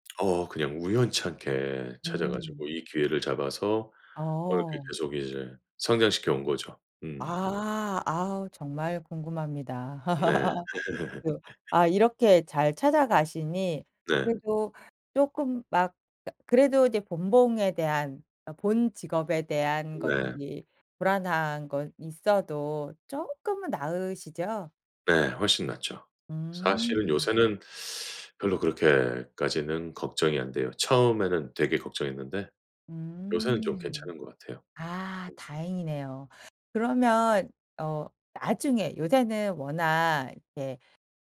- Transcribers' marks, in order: laugh
- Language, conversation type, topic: Korean, advice, 조직 개편으로 팀과 업무 방식이 급격히 바뀌어 불안할 때 어떻게 대처하면 좋을까요?